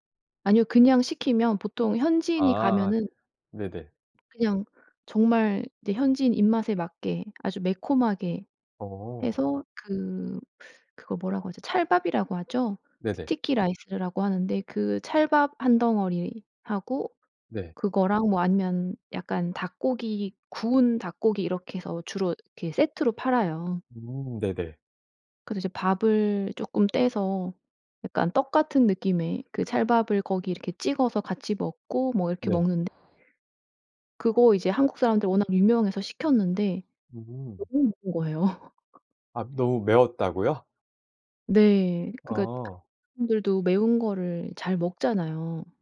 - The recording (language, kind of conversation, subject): Korean, podcast, 음식 때문에 생긴 웃긴 에피소드가 있나요?
- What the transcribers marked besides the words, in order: tapping; in English: "스티키 라이스라고"; other background noise; laugh